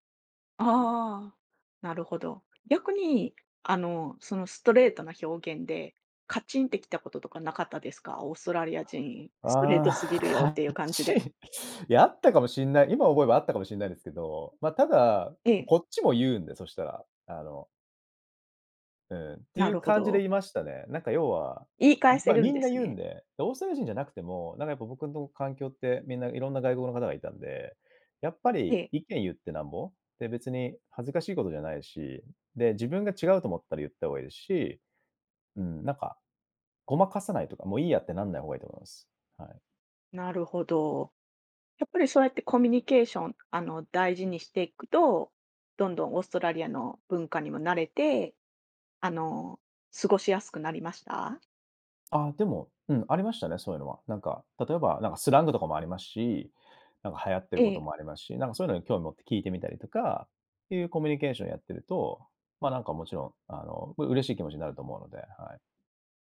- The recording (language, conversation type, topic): Japanese, podcast, 新しい文化に馴染むとき、何を一番大切にしますか？
- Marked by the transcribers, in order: laughing while speaking: "ああ、カッチン"; other background noise; tapping; in English: "スラング"